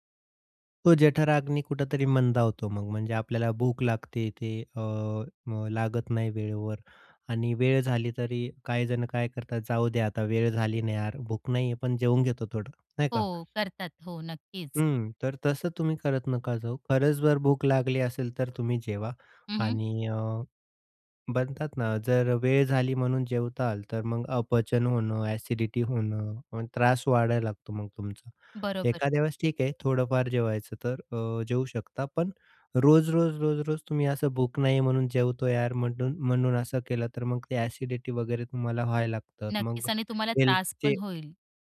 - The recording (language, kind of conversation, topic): Marathi, podcast, भूक आणि जेवणाची ठरलेली वेळ यांतला फरक तुम्ही कसा ओळखता?
- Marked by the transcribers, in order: in English: "ॲसिडिटी"; in English: "ॲसिडिटी"; in English: "हेल्थचे"